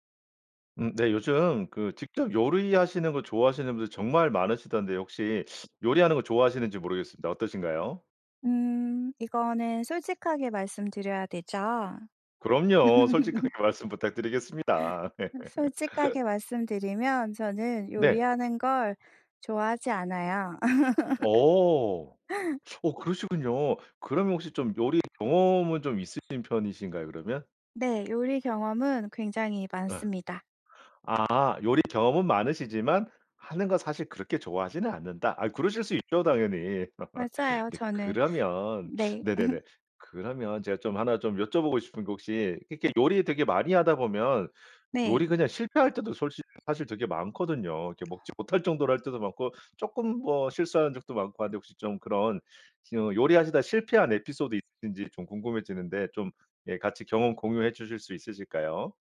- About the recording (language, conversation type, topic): Korean, podcast, 실패한 요리 경험을 하나 들려주실 수 있나요?
- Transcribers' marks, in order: teeth sucking; laugh; laugh; laugh; other background noise; tapping; laugh; laugh